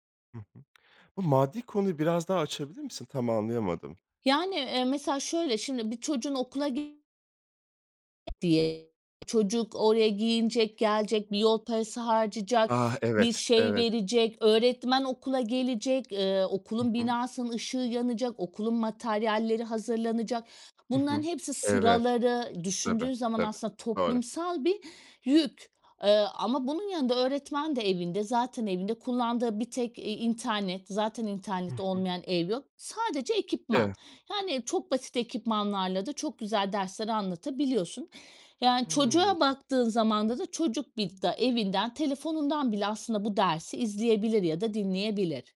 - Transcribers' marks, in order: other background noise
- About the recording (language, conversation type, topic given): Turkish, podcast, Online derslerden neler öğrendin ve deneyimlerin nasıldı?